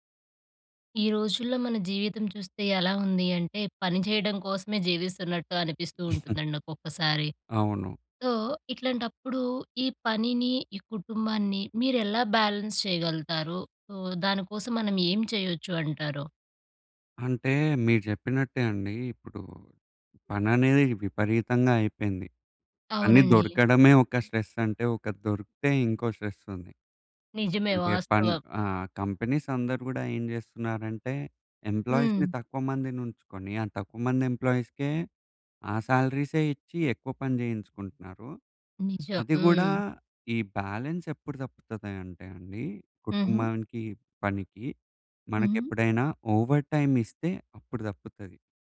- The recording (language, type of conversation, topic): Telugu, podcast, పని వల్ల కుటుంబానికి సమయం ఇవ్వడం ఎలా సమతుల్యం చేసుకుంటారు?
- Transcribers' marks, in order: giggle; in English: "సో"; in English: "బ్యాలెన్స్"; in English: "సో"; in English: "స్ట్రెస్"; in English: "స్ట్రెస్"; in English: "కంపెనీస్"; in English: "ఎంప్లాయీస్‌ని"; in English: "ఎంప్లాయీస్‌కే"; in English: "సాలరీసే"; in English: "బ్యాలెన్స్"; in English: "ఓవర్ టైమ్"